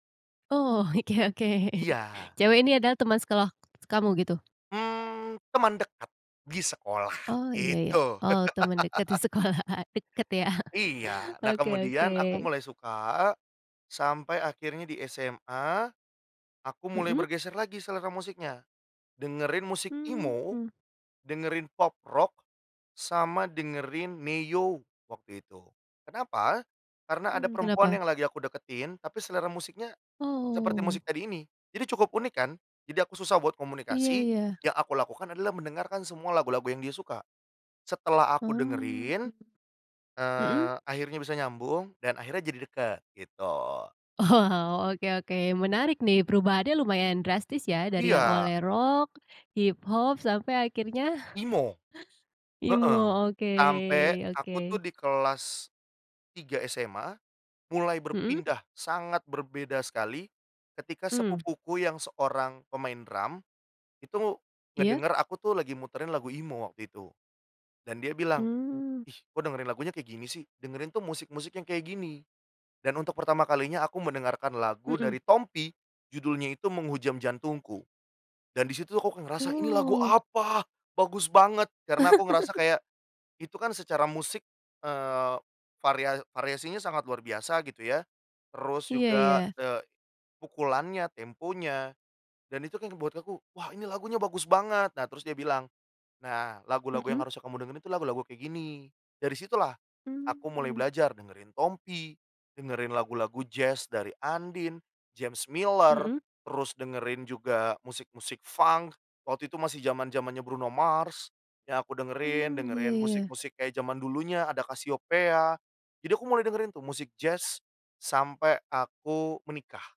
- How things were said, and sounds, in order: laughing while speaking: "oke oke"; chuckle; "sekolah" said as "sekeloh"; laugh; laughing while speaking: "di sekolah. Dekat ya"; other noise; laugh
- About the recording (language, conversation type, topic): Indonesian, podcast, Bagaimana selera musikmu berubah sejak kecil hingga sekarang?